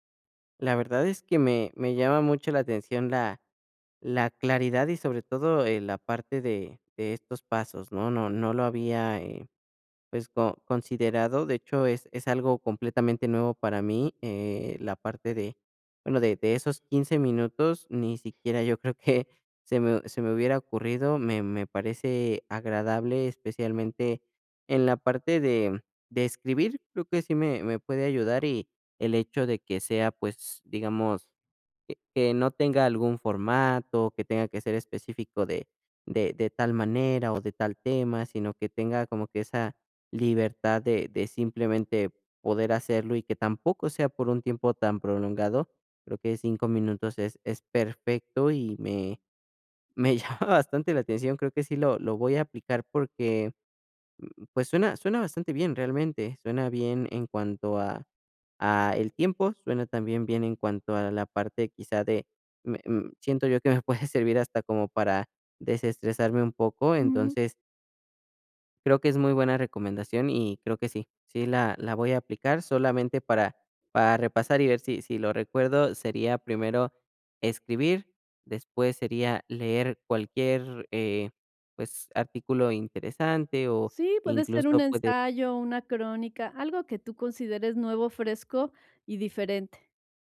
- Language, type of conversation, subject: Spanish, advice, ¿Cómo puedo manejar mejor mis pausas y mi energía mental?
- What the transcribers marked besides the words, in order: laughing while speaking: "llama"